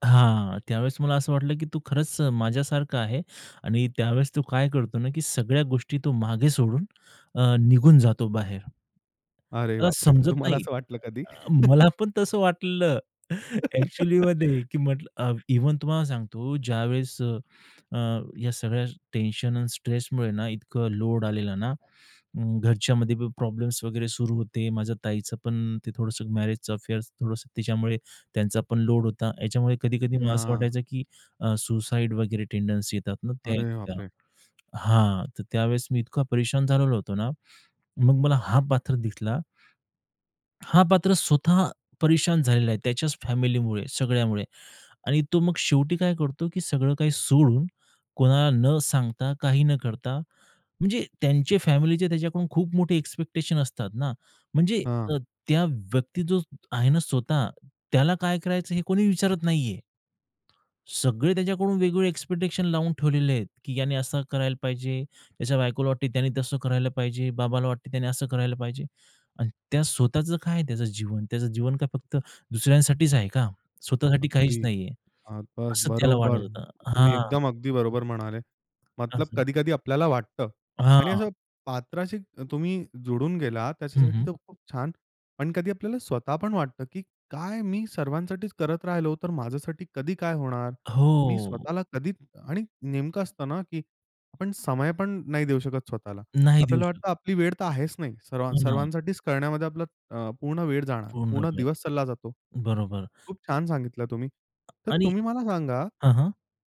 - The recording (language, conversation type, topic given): Marathi, podcast, तू वेगवेगळ्या परिस्थितींनुसार स्वतःला वेगवेगळ्या भूमिकांमध्ये बसवतोस का?
- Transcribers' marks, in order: laughing while speaking: "तर तुम्हाला असं वाटलं कधी?"; laughing while speaking: "वाटलेलं ॲक्चुअलीमध्ये"; chuckle; laugh; in English: "टेंडन्सी"; other background noise; tapping